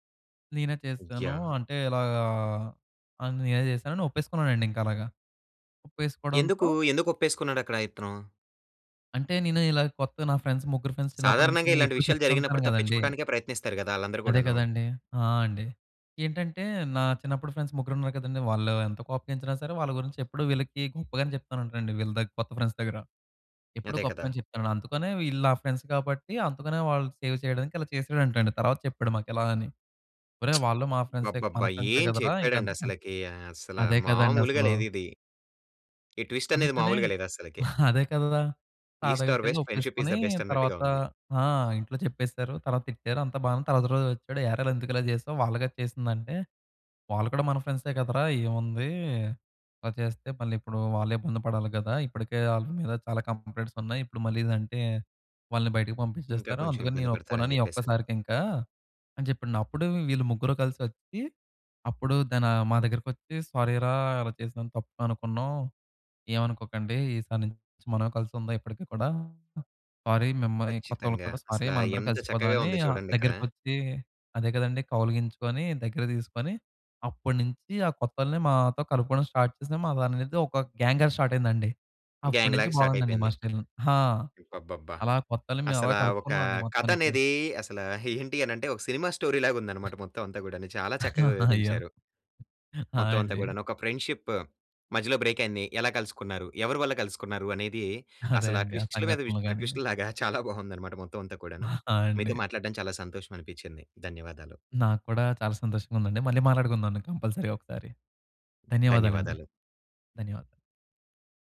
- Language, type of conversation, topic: Telugu, podcast, ఒక కొత్త సభ్యుడిని జట్టులో ఎలా కలుపుకుంటారు?
- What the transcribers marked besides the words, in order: in English: "ఫ్రెండ్స్"; in English: "ఫ్రెండ్స్"; in English: "ఫ్రెండ్స్"; in English: "ఫ్రెండ్స్"; in English: "ఫ్రెండ్స్"; in English: "సేవ్"; other background noise; in English: "ట్విస్ట్"; scoff; in English: "సార్"; in English: "ఈస్ట్ ఆర్ వెస్ట్ ఫ్రెండ్‌షిప్ ఇజ్ ది బెస్ట్"; in English: "కంప్లయింట్స్"; in English: "సారీ"; in English: "సారీ"; in English: "స్టార్ట్"; in English: "గ్యాంగర్ స్టార్ట్"; in English: "గ్యాంగ్‌లాగా స్టార్ట్"; in English: "స్టైల్"; in English: "స్టోరీ"; giggle; in English: "ఫ్రెండ్షిప్"; in English: "బ్రేక్"; in English: "ట్విస్ట్"; in English: "కంపల్సరీ"